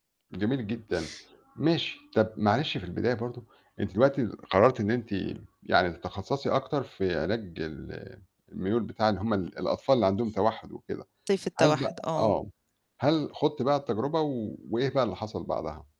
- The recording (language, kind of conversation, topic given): Arabic, podcast, إيه نصيحتك لحد بيحب يجرّب حاجات جديدة بس خايف يفشل؟
- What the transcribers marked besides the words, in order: other background noise